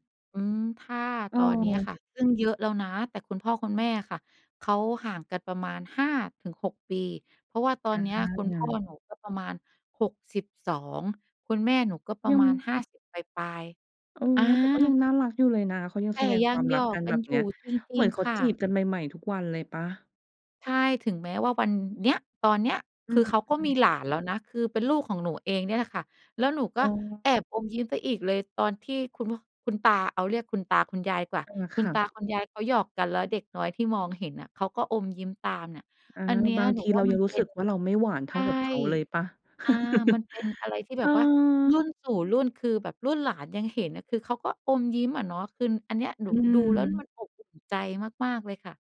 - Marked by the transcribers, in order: other noise; laugh
- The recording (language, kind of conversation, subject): Thai, podcast, คนในบ้านคุณแสดงความรักต่อกันอย่างไรบ้าง?